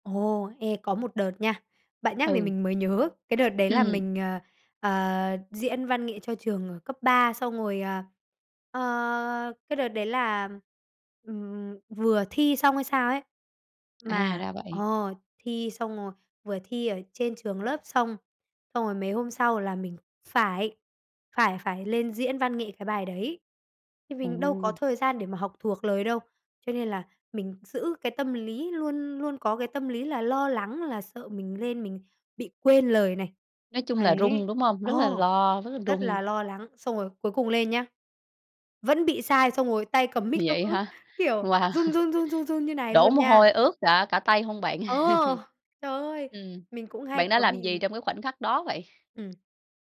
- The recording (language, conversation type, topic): Vietnamese, podcast, Bí quyết của bạn để tự tin khi nói trước đám đông là gì?
- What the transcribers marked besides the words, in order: tapping; laughing while speaking: "Wow"; laugh